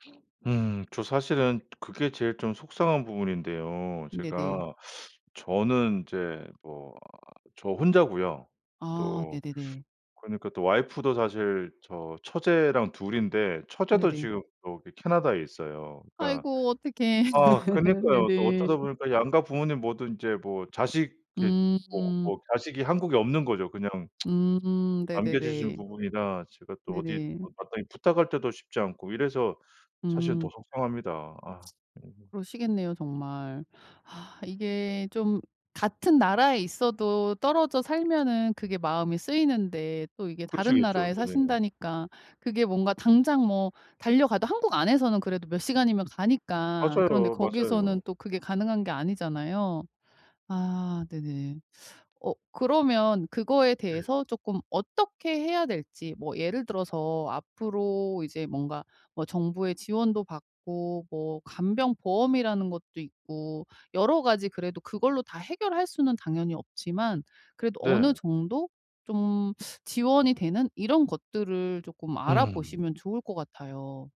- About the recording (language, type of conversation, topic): Korean, advice, 부모님의 건강이 악화되면서 돌봄 책임이 어떻게 될지 불확실한데, 어떻게 대비해야 할까요?
- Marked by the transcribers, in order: tapping; laugh; other background noise; tsk